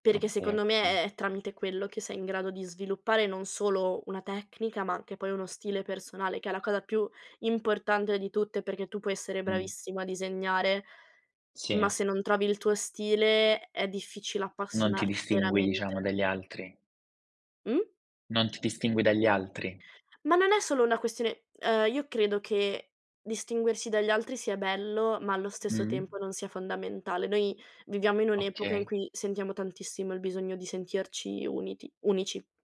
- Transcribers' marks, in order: tapping
- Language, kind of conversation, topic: Italian, podcast, Quale consiglio pratico daresti a chi vuole cominciare domani?